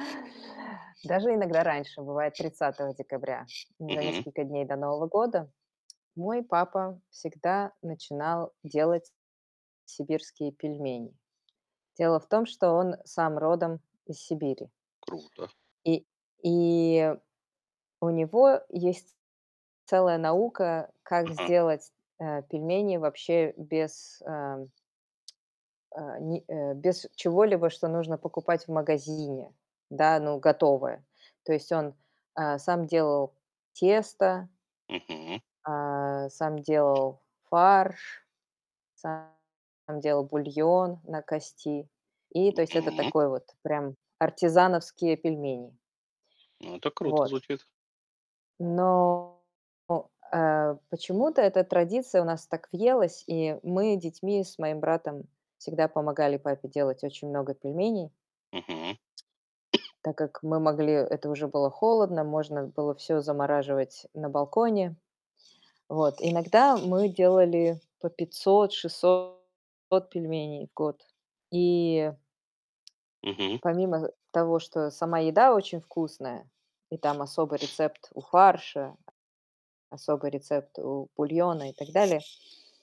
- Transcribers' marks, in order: other background noise; distorted speech; tapping; other noise; cough; sniff
- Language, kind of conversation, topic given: Russian, podcast, Какие семейные традиции для тебя самые важные?